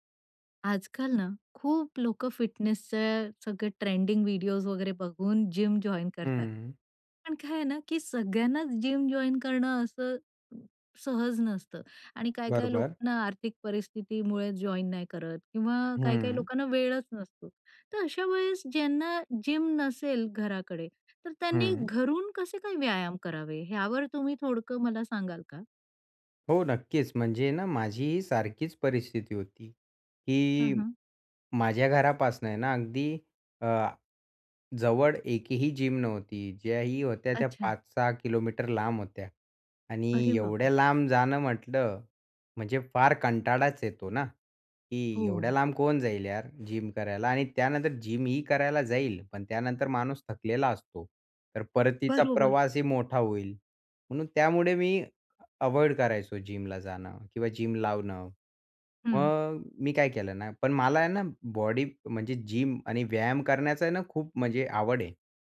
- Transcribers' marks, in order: in English: "फिटनेसच"; in English: "जिम जॉइन"; in English: "जिम जॉइन"; in English: "जॉइन"; in English: "जिम"; anticipating: "घरून कसे काय व्यायाम करावे"; in English: "जिम"; surprised: "अरे बाबा!"; in English: "जिम"; in English: "जिम"; in English: "अव्हॉइड"; in English: "जिमला"; in English: "जिम"; in English: "जिम"
- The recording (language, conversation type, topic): Marathi, podcast, जिम उपलब्ध नसेल तर घरी कोणते व्यायाम कसे करावेत?